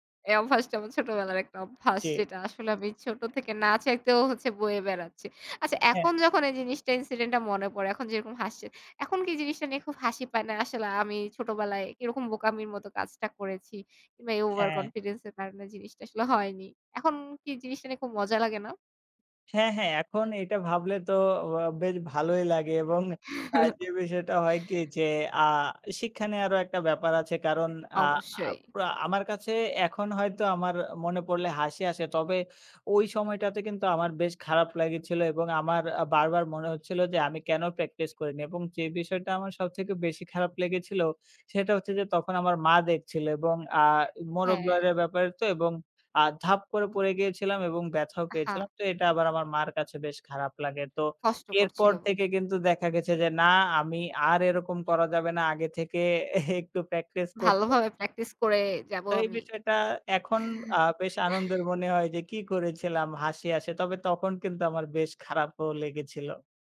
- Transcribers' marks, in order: laughing while speaking: "এই অভ্যাসটা আমার ছোটবেলার একটা … হচ্ছে বয়ে বেড়াচ্ছি"; tapping; other background noise; laughing while speaking: "আর যে বিষয় সেটা হয় কি"; chuckle; laughing while speaking: "একটু"
- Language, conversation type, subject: Bengali, podcast, নিজের অনুভূতিকে কখন বিশ্বাস করবেন, আর কখন সন্দেহ করবেন?